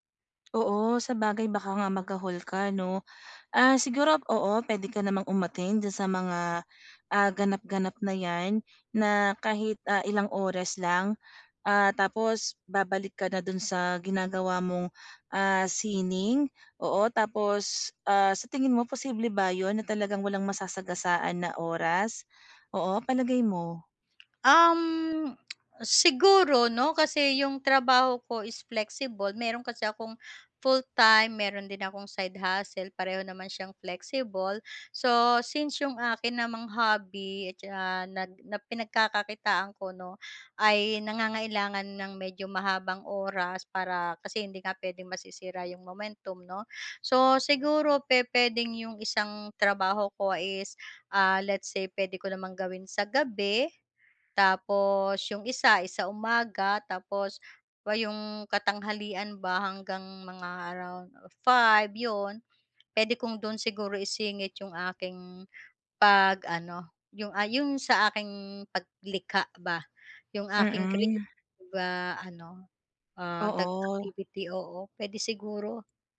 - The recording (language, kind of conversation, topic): Filipino, advice, Paano ako makakapaglaan ng oras araw-araw para sa malikhaing gawain?
- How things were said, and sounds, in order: tapping; other background noise; tsk